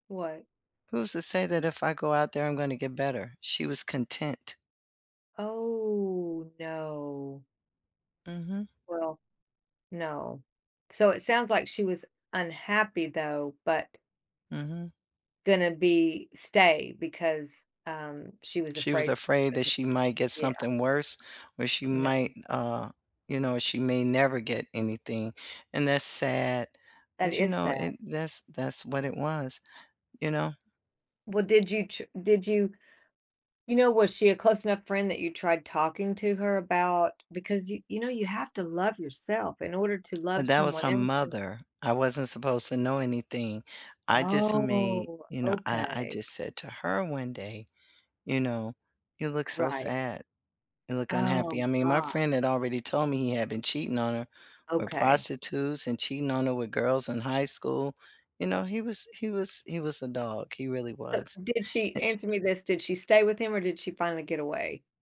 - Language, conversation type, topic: English, unstructured, What helps a relationship last over time?
- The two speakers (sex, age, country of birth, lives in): female, 55-59, United States, United States; female, 60-64, United States, United States
- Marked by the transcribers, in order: drawn out: "Oh"; tapping; drawn out: "Oh"